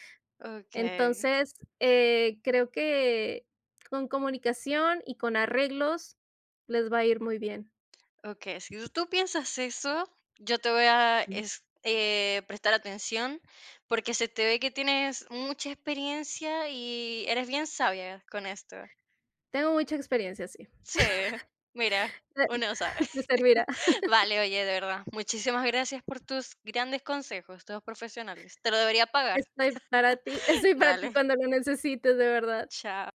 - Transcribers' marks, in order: tapping; other noise; chuckle; laugh; other background noise; chuckle
- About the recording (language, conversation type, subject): Spanish, advice, ¿Cómo te has sentido insuficiente como padre, madre o pareja?
- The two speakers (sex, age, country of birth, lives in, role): female, 40-44, Mexico, Mexico, advisor; female, 50-54, Venezuela, Portugal, user